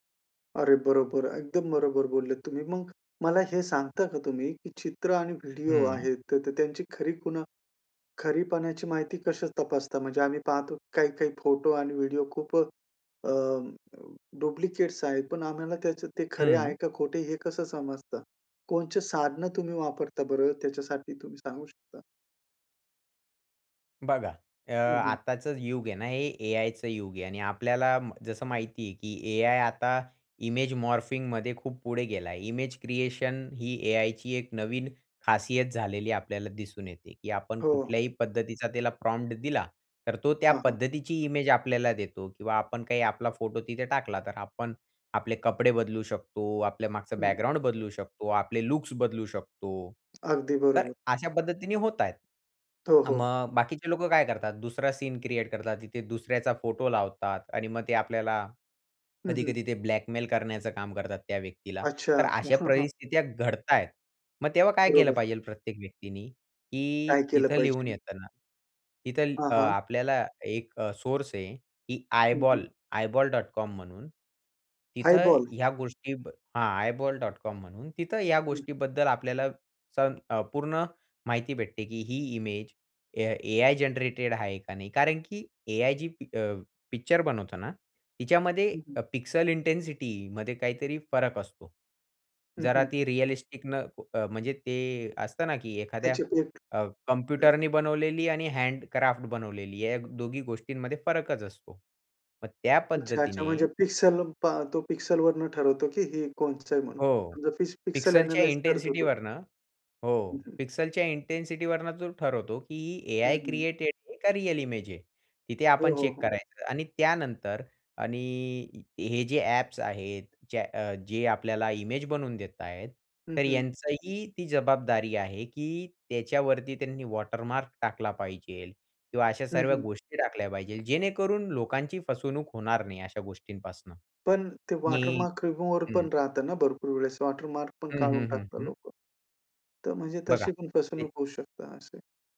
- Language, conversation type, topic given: Marathi, podcast, इंटरनेटवर माहिती शोधताना तुम्ही कोणत्या गोष्टी तपासता?
- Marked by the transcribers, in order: in English: "डुप्लिकेट्स"; in English: "इमेज मॉर्फिंगमध्ये"; in English: "इमेज क्रिएशन"; in English: "प्रॉम्प्ट"; in English: "इमेज"; in English: "बॅकग्राउंड"; in English: "सीन क्रिएट"; in English: "ब्लॅकमेल"; chuckle; in English: "सोर्स"; in English: "आयबॉल, eyeball.com"; in English: "आयबॉल?"; in English: "इमेज A-I जनरेटेड"; in English: "पिक्चर"; in English: "पिक्सल इंटेंसिटीमध्ये"; in English: "रियलिस्टिक"; other background noise; in English: "हँडक्राफ्ट"; in English: "पिक्सल"; in English: "पिक्सलवरनं"; in English: "पिक्सलच्या इंटेन्सिटीवरनं"; in English: "पिक्स पिक्सल ॲनलाईझ"; in English: "पिक्सलच्या इंटेन्सिटीवरनं"; unintelligible speech; in English: "क्रिएटेड"; in English: "रिअल इमेज"; in English: "इमेज"; in English: "वॉटरमार्क"; in English: "वॉटर मार्क रिमूव्हर"; in English: "वॉटर मार्क"